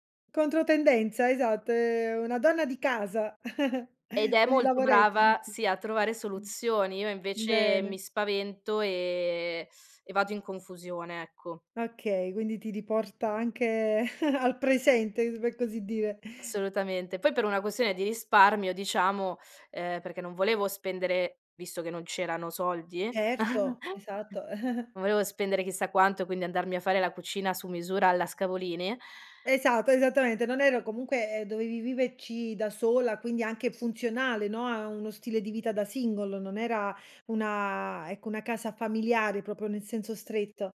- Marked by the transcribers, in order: giggle; teeth sucking; giggle; tapping; "per" said as "pe"; chuckle; giggle; "viverci" said as "vivecci"; "proprio" said as "propio"
- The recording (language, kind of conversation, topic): Italian, podcast, Che cosa rende davvero una casa accogliente per te?